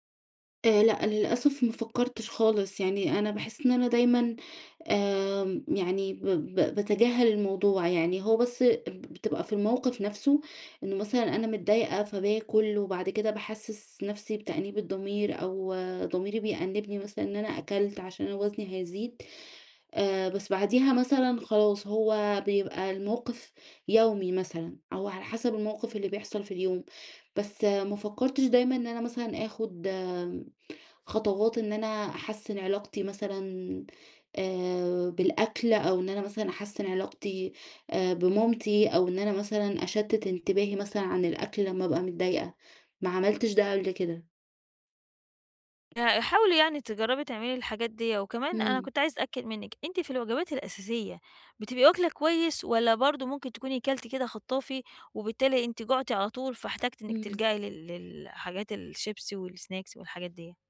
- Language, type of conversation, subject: Arabic, advice, إزاي أفرّق بين الجوع الحقيقي والجوع العاطفي لما تيجيلي رغبة في التسالي؟
- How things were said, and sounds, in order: tapping; in English: "والسناكس"